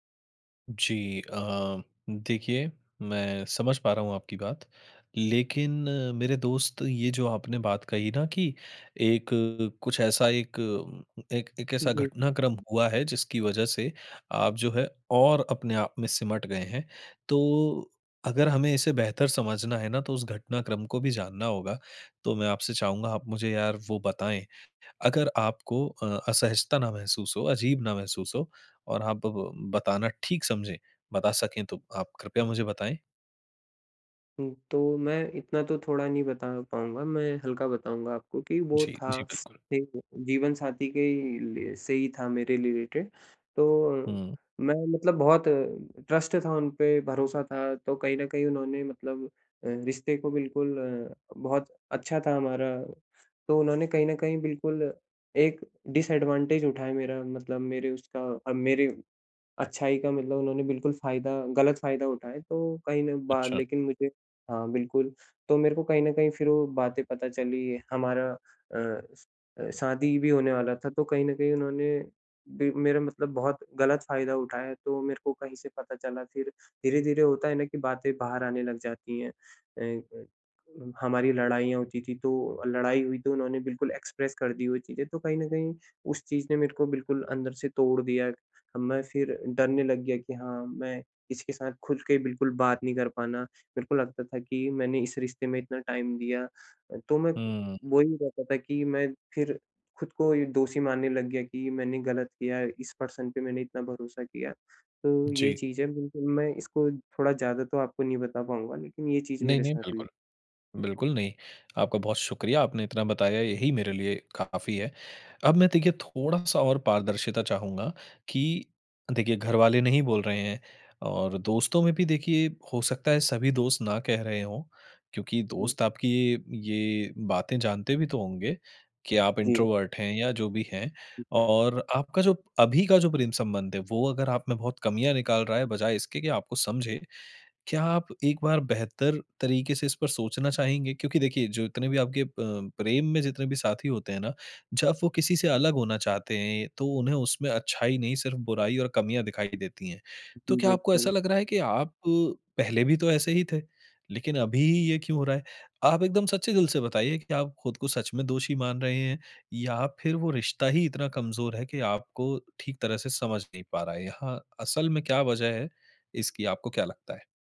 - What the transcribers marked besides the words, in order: other background noise; in English: "रिलेटेड"; in English: "ट्रस्ट"; in English: "डिसएडवांटेज"; in English: "एक्सप्रेस"; in English: "टाइम"; in English: "पर्सन"; in English: "इंट्रोवर्ट"
- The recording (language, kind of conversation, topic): Hindi, advice, आप हर रिश्ते में खुद को हमेशा दोषी क्यों मान लेते हैं?
- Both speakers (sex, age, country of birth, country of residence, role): male, 25-29, India, India, user; male, 30-34, India, India, advisor